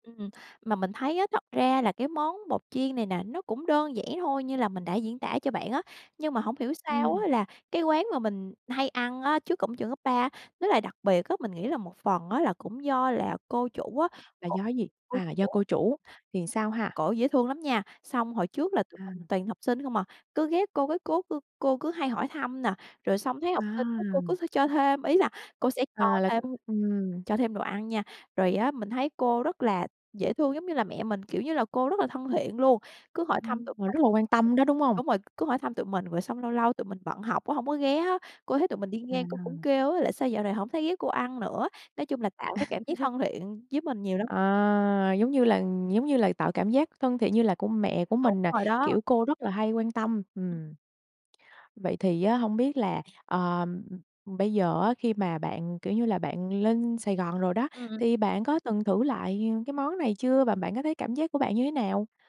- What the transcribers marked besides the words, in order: tapping; laugh
- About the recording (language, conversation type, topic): Vietnamese, podcast, Món ăn đường phố bạn thích nhất là gì, và vì sao?